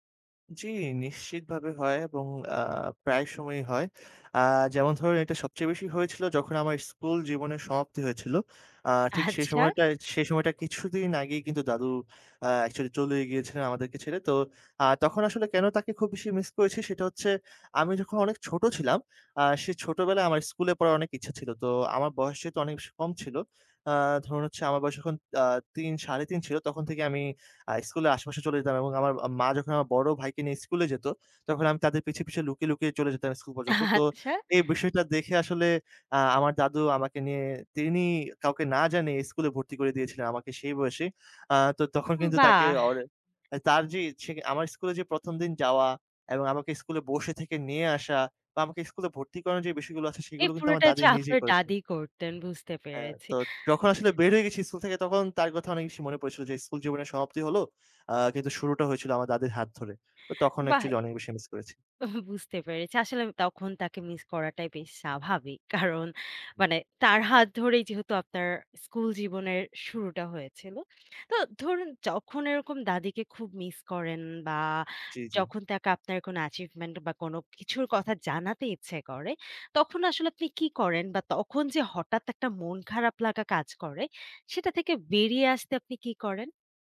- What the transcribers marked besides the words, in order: tapping; laughing while speaking: "আচ্ছা"; laughing while speaking: "আচ্ছা"; joyful: "বাহ!"; laughing while speaking: "বুঝতে পেরেছি"; other background noise
- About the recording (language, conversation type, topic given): Bengali, podcast, বড় কোনো ক্ষতি বা গভীর যন্ত্রণার পর আপনি কীভাবে আবার আশা ফিরে পান?